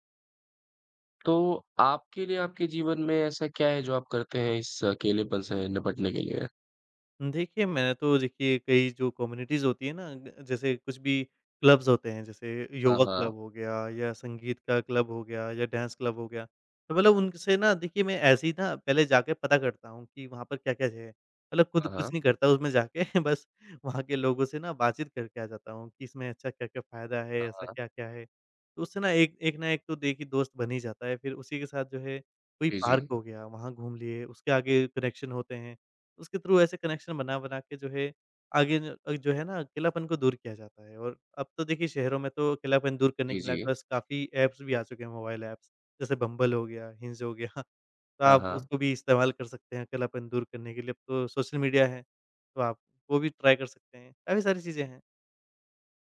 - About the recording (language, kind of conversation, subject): Hindi, podcast, शहर में अकेलापन कम करने के क्या तरीके हो सकते हैं?
- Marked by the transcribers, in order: in English: "कम्युनिटीज़"; in English: "क्लब्स"; laughing while speaking: "जाके"; in English: "कनेक्शन"; in English: "थ्रू"; in English: "कनेक्शन"; in English: "ऐप्स"; other background noise; in English: "ऐप्स"; chuckle; in English: "ट्राई"